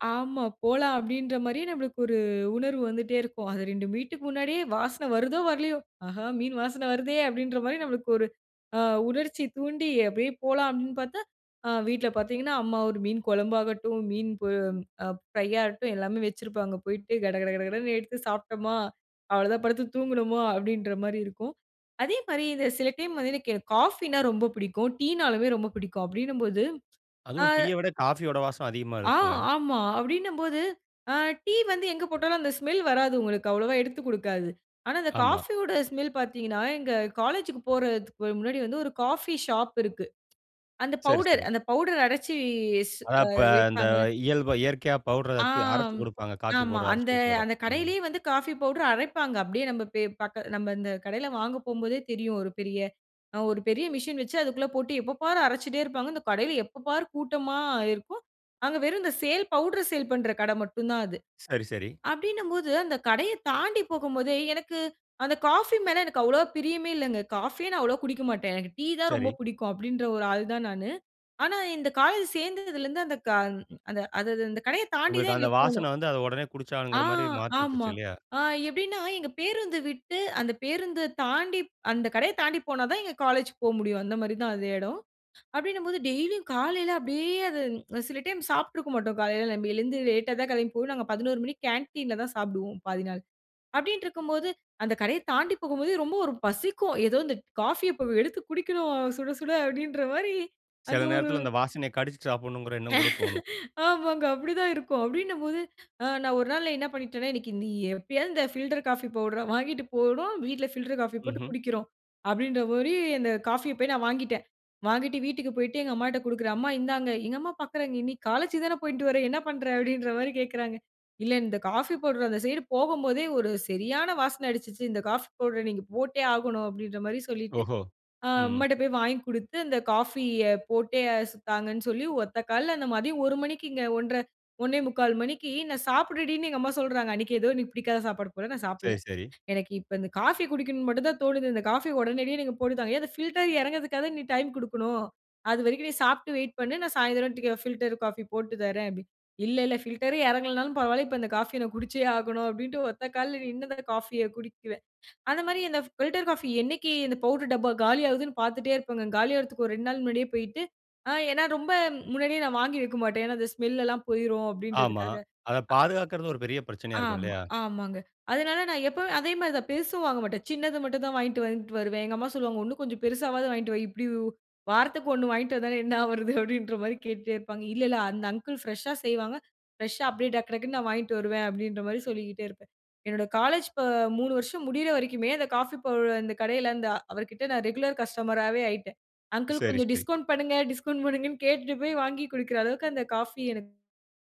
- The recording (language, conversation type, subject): Tamil, podcast, வீட்டில் பரவும் ருசிகரமான வாசனை உங்களுக்கு எவ்வளவு மகிழ்ச்சி தருகிறது?
- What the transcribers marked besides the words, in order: other background noise; drawn out: "ஆம்"; laughing while speaking: "இந்த காஃபிய இப்போ எடுத்து குடிக்கணும்! சுட சுட! அப்படின்ற மாரி"; laughing while speaking: "ஆமாங்க. அப்படி தான் இருக்கும்"; "எப்படியாவது" said as "எப்பயாவாது"; "போல" said as "போற"; "குடிப்பேன்" said as "குடிக்குவேன்"; laughing while speaking: "என்ன ஆவூறது? அப்படின்ற மாதிரி கேட்டுட்டே"; laughing while speaking: "டிஸ்கவுண்ட் பண்ணுங்க டிஸ்கவுண்ட் பண்ணுங்கன்னு கேட்டுட்டு"